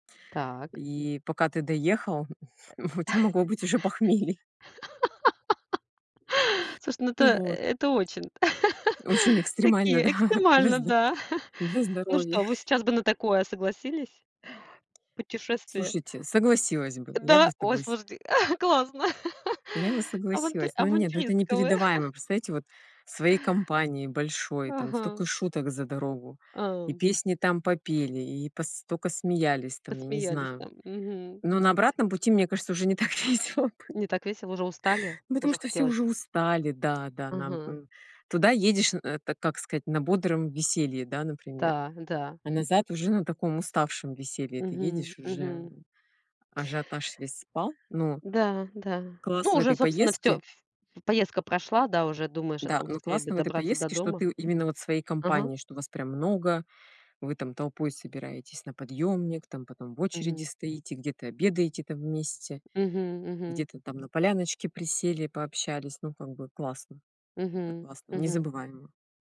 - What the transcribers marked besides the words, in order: grunt; laugh; laughing while speaking: "быть уже похмелье"; tapping; laugh; chuckle; chuckle; laughing while speaking: "не так весело бы"
- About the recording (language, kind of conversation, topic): Russian, unstructured, Какие общие воспоминания с друзьями тебе запомнились больше всего?